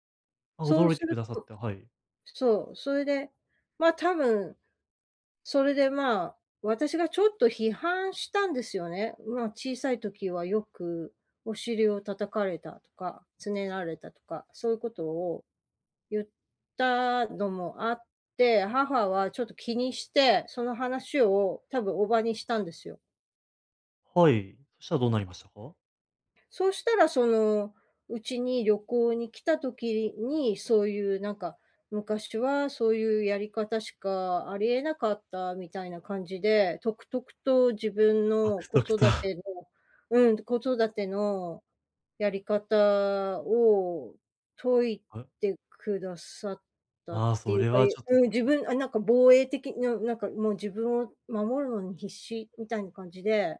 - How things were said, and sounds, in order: chuckle
- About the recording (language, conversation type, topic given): Japanese, advice, 建設的でない批判から自尊心を健全かつ効果的に守るにはどうすればよいですか？
- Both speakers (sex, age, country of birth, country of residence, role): female, 55-59, Japan, United States, user; male, 20-24, Japan, Japan, advisor